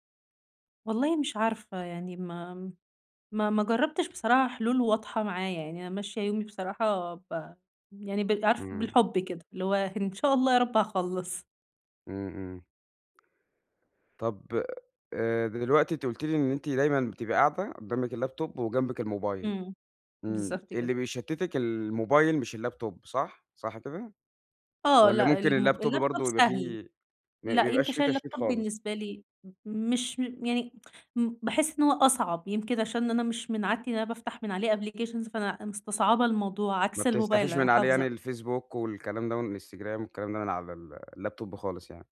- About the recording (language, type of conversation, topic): Arabic, advice, إزاي أقاوم المشتتات وأفضل مركز خلال جلسات الإبداع الطويلة؟
- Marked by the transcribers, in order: tapping; in English: "اللاب توب"; in English: "اللاب توب"; in English: "اللاب توب"; in English: "اللاب توب"; in English: "اللاب توب"; tsk; in English: "applications"; in English: "اللاب توب"